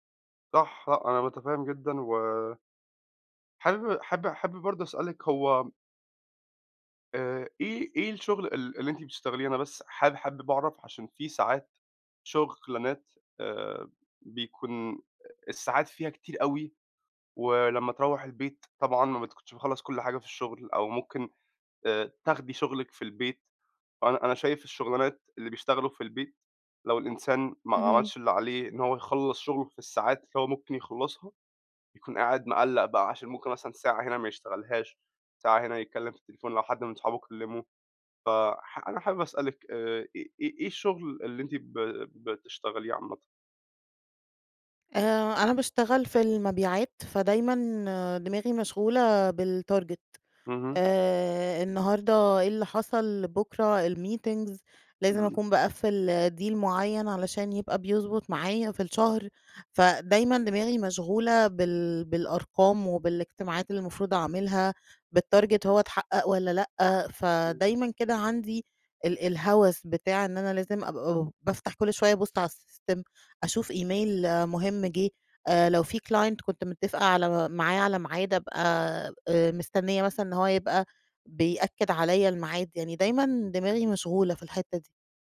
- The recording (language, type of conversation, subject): Arabic, advice, إزاي أقدر أبني روتين ليلي ثابت يخلّيني أنام أحسن؟
- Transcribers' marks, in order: in English: "بالtarget"; in English: "الmeetings"; in English: "deal"; in English: "بالtarget"; in English: "السيستم"; in English: "إيميل"; in English: "client"